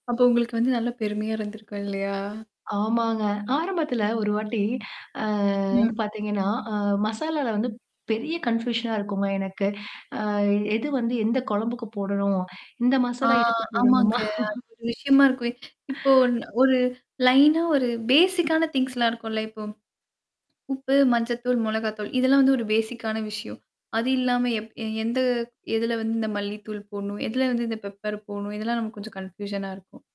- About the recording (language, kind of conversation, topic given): Tamil, podcast, ருசியை அடிப்படையாக வைத்து மசாலா கலவையை எப்படி அமைத்துக்கொள்கிறீர்கள்?
- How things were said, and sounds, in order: static; drawn out: "ஆ"; other background noise; drawn out: "ஆ"; in English: "கன்ஃப்யூஷனா"; drawn out: "அ"; drawn out: "ஆ"; distorted speech; laugh; inhale; in English: "லைனா"; in English: "பேசிக்கான திங்ஸ்"; tapping; in English: "பேசிக்கான"; in English: "பெப்பர்"; in English: "கன்ஃப்யூஷனா"